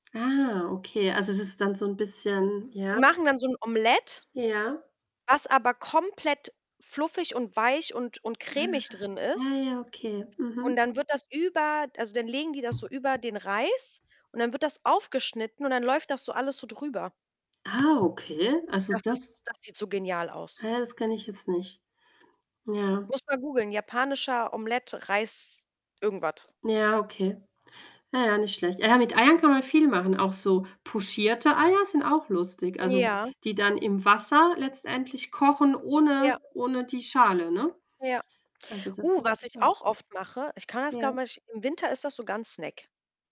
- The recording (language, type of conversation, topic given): German, unstructured, Magst du lieber süße oder salzige Snacks?
- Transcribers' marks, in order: static; distorted speech; tapping; other background noise